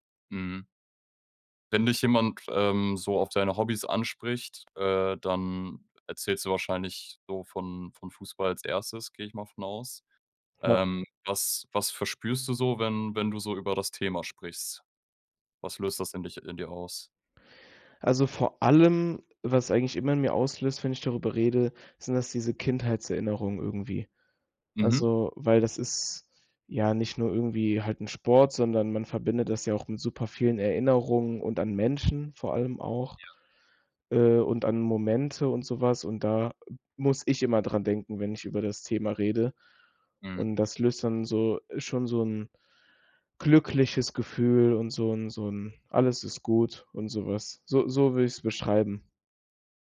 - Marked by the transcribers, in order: other background noise; other noise
- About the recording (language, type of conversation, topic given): German, podcast, Wie hast du dein liebstes Hobby entdeckt?